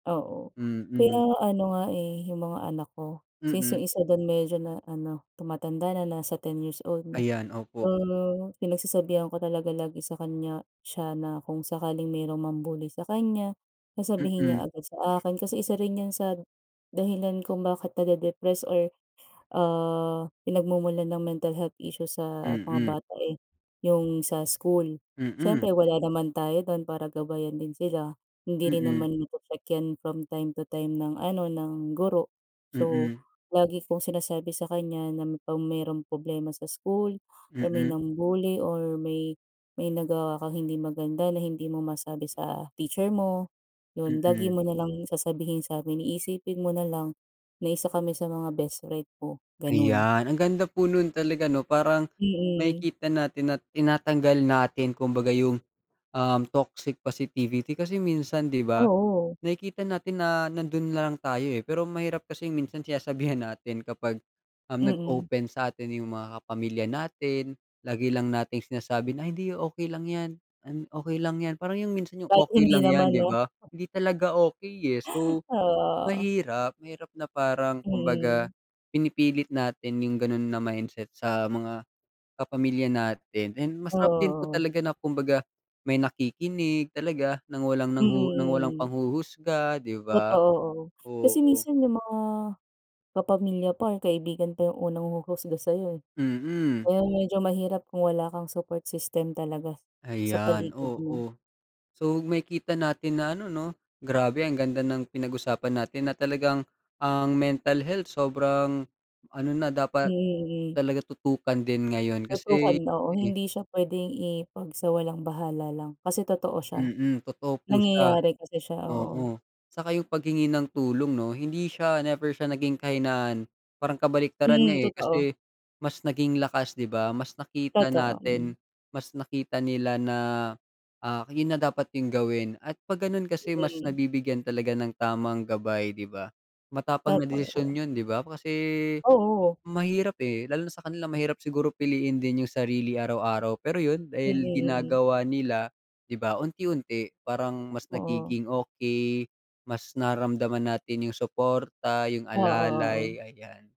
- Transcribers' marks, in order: wind
- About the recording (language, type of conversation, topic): Filipino, unstructured, Ano ang opinyon mo sa paghingi ng tulong kapag may suliranin sa kalusugan ng isip?